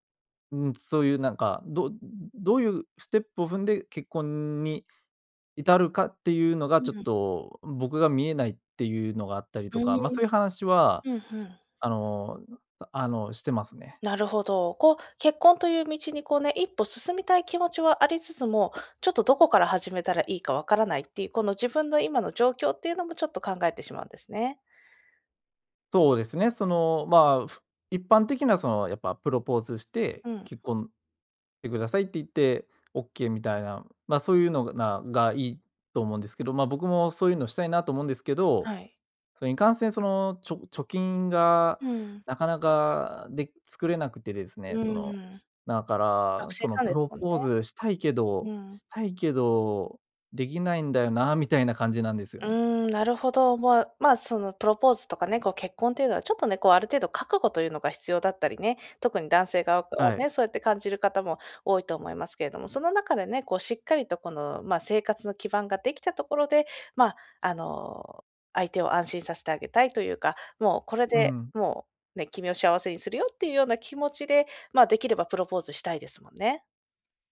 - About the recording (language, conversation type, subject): Japanese, advice, 友人への嫉妬に悩んでいる
- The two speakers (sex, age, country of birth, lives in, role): female, 30-34, Japan, Poland, advisor; male, 25-29, Japan, Germany, user
- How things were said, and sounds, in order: groan; other noise